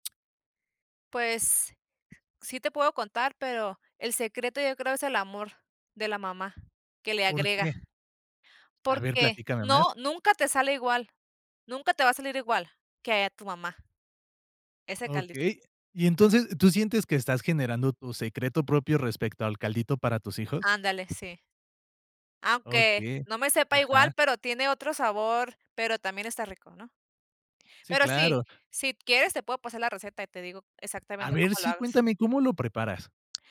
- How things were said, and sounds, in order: none
- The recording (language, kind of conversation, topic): Spanish, podcast, ¿Cuál es tu plato reconfortante favorito y por qué?